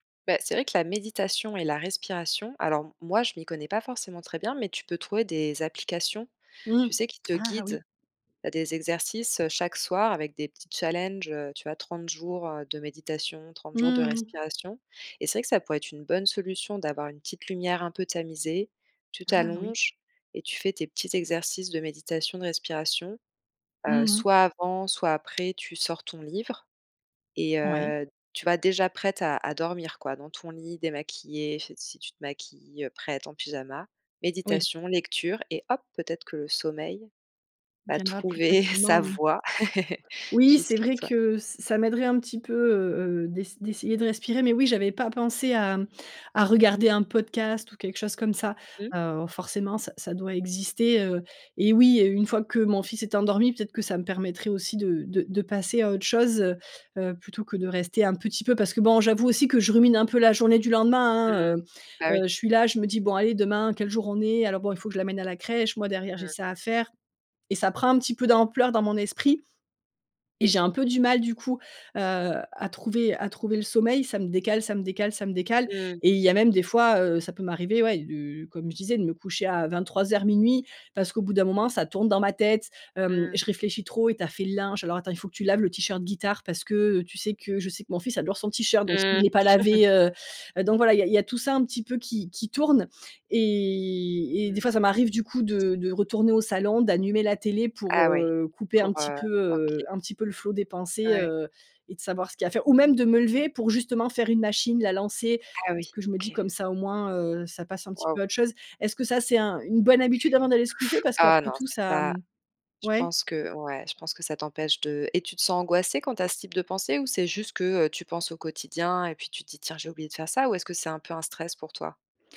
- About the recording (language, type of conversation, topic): French, advice, Pourquoi ai-je du mal à instaurer une routine de sommeil régulière ?
- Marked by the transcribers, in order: laughing while speaking: "trouver"; laugh; chuckle; drawn out: "et"; "d'allumer" said as "d'anumer"